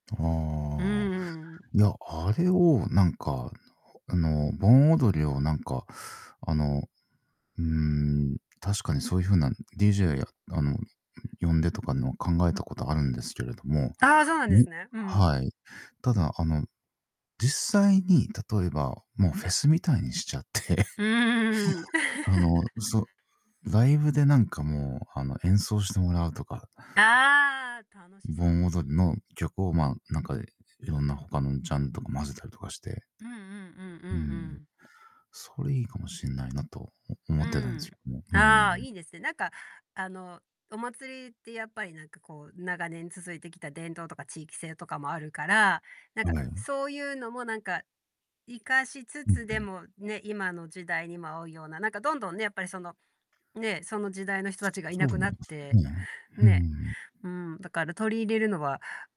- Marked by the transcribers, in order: laughing while speaking: "しちゃって"; laugh; static; tapping; distorted speech
- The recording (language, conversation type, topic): Japanese, unstructured, なぜ人はお祭りを大切にするのでしょうか？